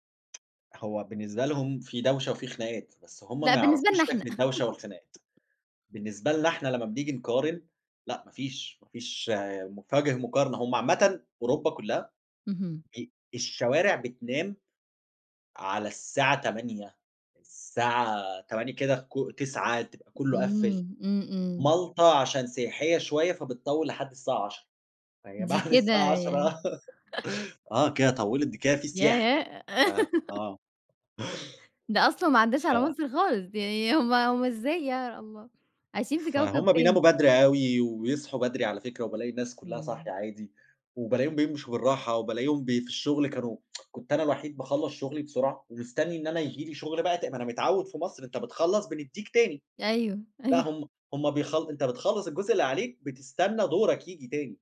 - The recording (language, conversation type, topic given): Arabic, podcast, إيه هي تجربة السفر اللي عمرك ما هتنساها؟
- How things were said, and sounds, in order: tapping; giggle; laughing while speaking: "فهي بعد الساعة عَشرة"; laugh; giggle; laugh; tsk; laughing while speaking: "أيوه"